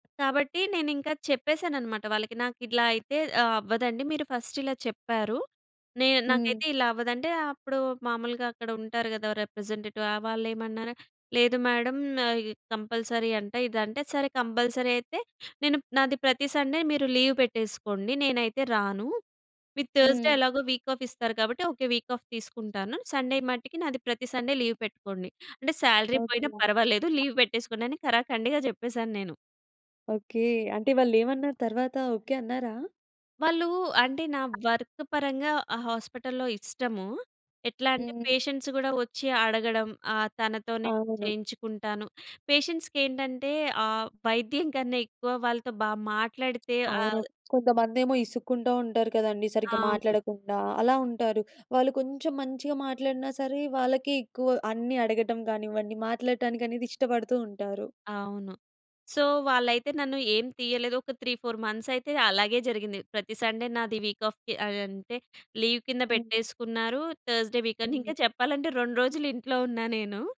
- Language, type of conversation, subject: Telugu, podcast, నీకు అవసరమైన వ్యక్తిగత హద్దులను నువ్వు ఎలా నిర్ణయించుకుని పాటిస్తావు?
- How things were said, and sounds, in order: in English: "ఫస్ట్"; in English: "రిప్రజెంటేటివ్"; in English: "కంపల్సరీ"; in English: "కంపల్సరీ"; in English: "సండే"; in English: "లీవ్"; in English: "థర్స్‌డే"; in English: "వీక్ ఆఫ్"; other background noise; in English: "వీక్ ఆఫ్"; in English: "సండే"; in English: "సండే లీవ్"; in English: "సాలరీ"; in English: "లీవ్"; other noise; in English: "వర్క్"; in English: "హాస్పిటల్‌లో"; in English: "పేషెంట్స్"; in English: "పేషెంట్స్‌కి"; in English: "సో"; in English: "త్రీ, ఫౌర్ మంత్స్"; in English: "సండే"; in English: "వీక్ ఆఫ్‌కి"; in English: "లీవ్"; in English: "థర్స్‌డే"